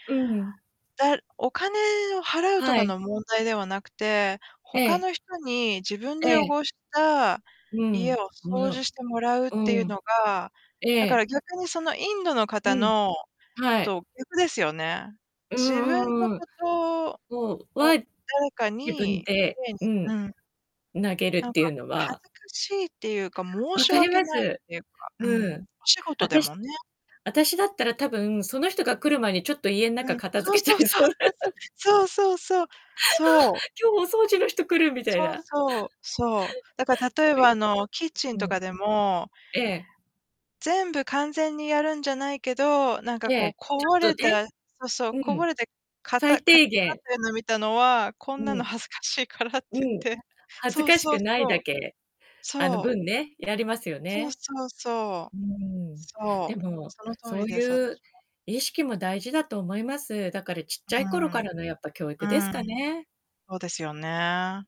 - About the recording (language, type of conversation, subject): Japanese, unstructured, ゴミのポイ捨てについて、どのように感じますか？
- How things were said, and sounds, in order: distorted speech; unintelligible speech; unintelligible speech; laughing while speaking: "片付けちゃいそうだ"; anticipating: "そう そう そう そう そう。そう そう そう、 そう"; inhale; laughing while speaking: "ああ、今日お掃除の人来るみたいな"; laugh; unintelligible speech